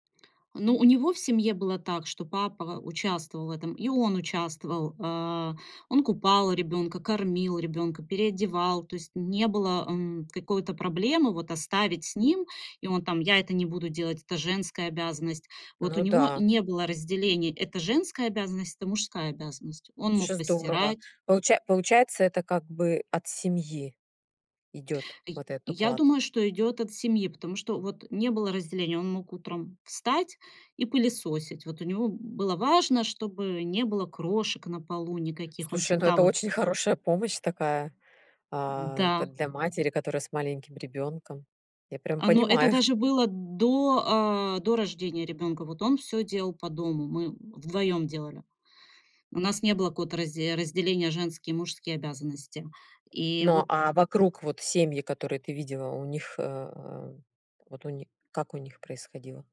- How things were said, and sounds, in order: laughing while speaking: "понимаю"
- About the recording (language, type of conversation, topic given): Russian, podcast, Как меняются роли отца и матери от поколения к поколению?